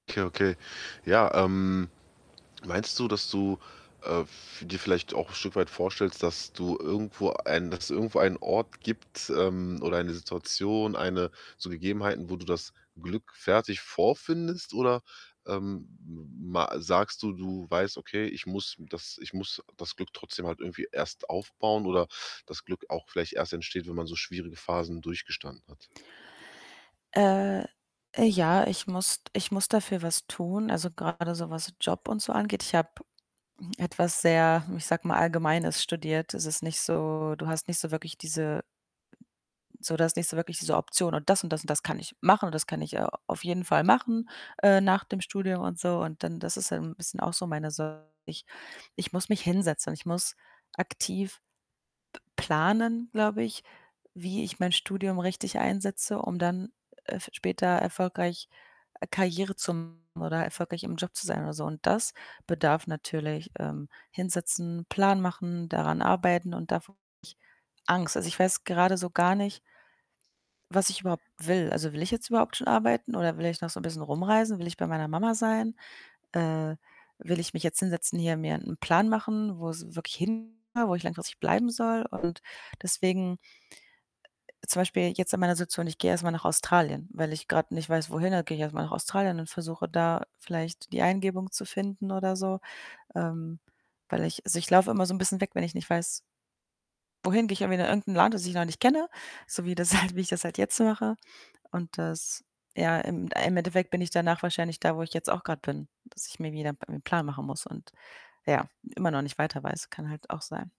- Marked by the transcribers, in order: static; other background noise; distorted speech; other noise; laughing while speaking: "halt"
- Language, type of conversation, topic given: German, advice, Wie kann ich mich besser auf das Hier und Jetzt konzentrieren, statt mir Sorgen um die Zukunft zu machen?